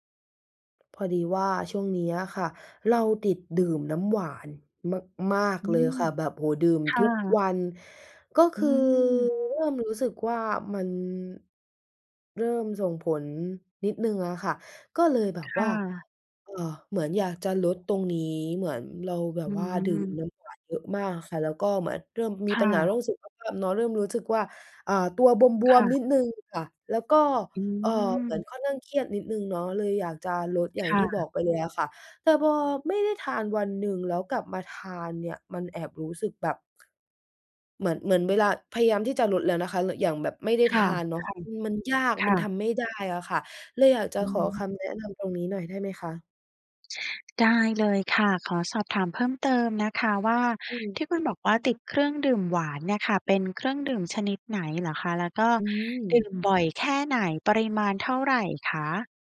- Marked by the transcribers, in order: other background noise
- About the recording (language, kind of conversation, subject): Thai, advice, คุณดื่มเครื่องดื่มหวานหรือเครื่องดื่มแอลกอฮอล์บ่อยและอยากลด แต่ทำไมถึงลดได้ยาก?